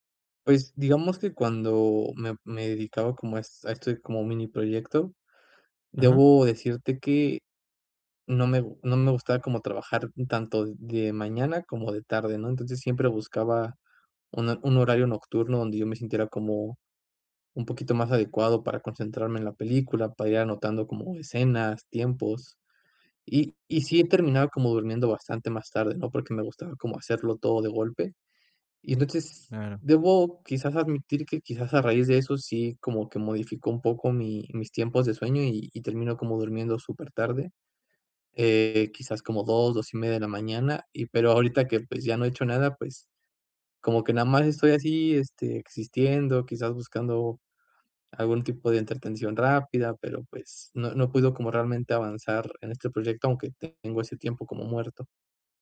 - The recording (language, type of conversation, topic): Spanish, advice, ¿Qué puedo hacer si no encuentro inspiración ni ideas nuevas?
- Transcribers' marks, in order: none